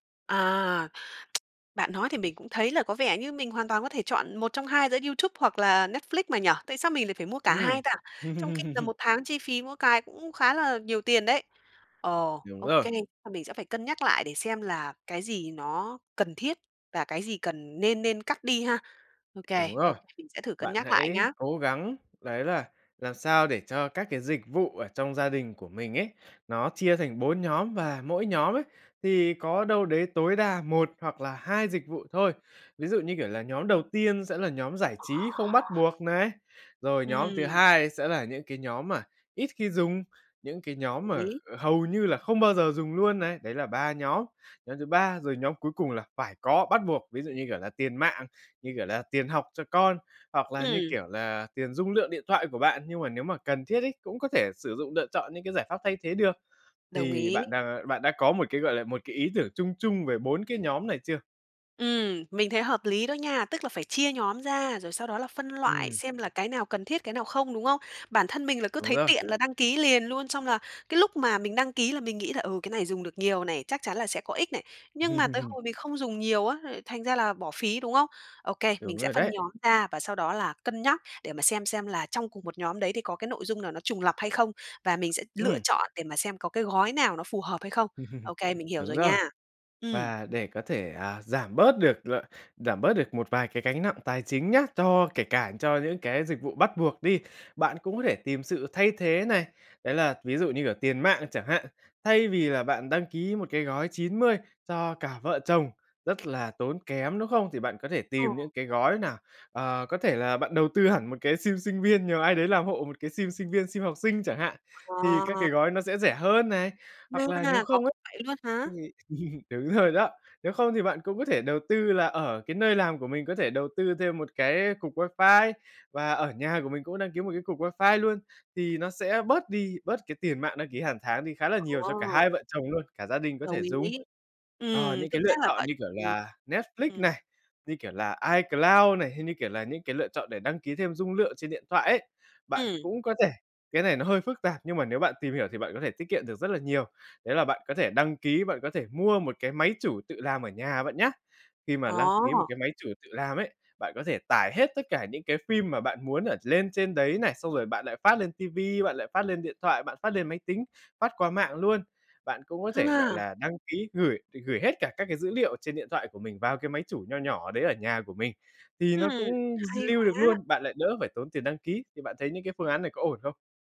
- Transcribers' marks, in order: tsk; tapping; other background noise; laugh; other noise; laugh; laugh; laugh
- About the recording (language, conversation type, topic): Vietnamese, advice, Làm thế nào để quản lý các dịch vụ đăng ký nhỏ đang cộng dồn thành chi phí đáng kể?